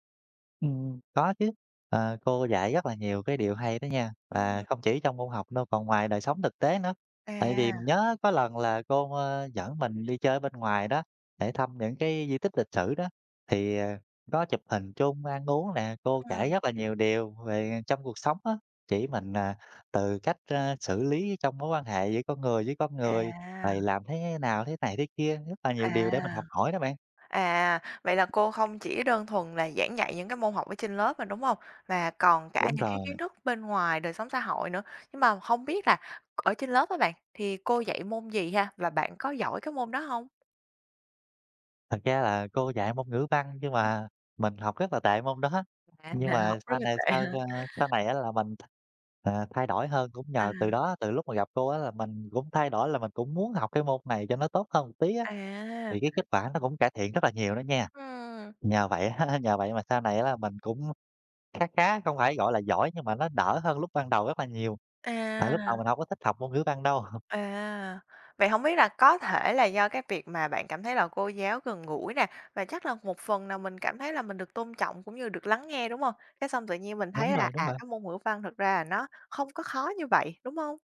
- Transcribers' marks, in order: other background noise; tapping; laughing while speaking: "đó"; laughing while speaking: "ha"; laugh; laugh
- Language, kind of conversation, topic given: Vietnamese, podcast, Bạn có thể kể về một thầy hoặc cô đã ảnh hưởng lớn đến bạn không?